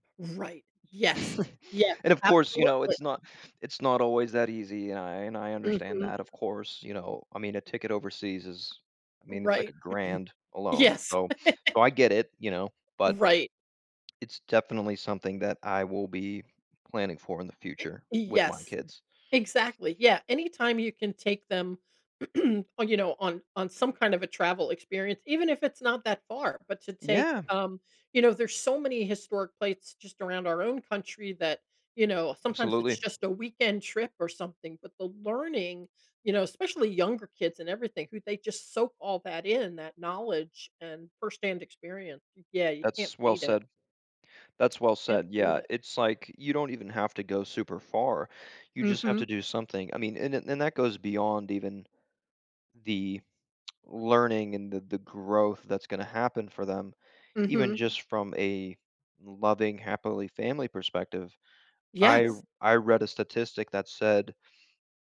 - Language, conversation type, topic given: English, unstructured, What travel experience should everyone try?
- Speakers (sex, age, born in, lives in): female, 60-64, United States, United States; male, 30-34, United States, United States
- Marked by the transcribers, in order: chuckle; other background noise; throat clearing; laughing while speaking: "yes"; laugh; throat clearing; tapping; tsk; tsk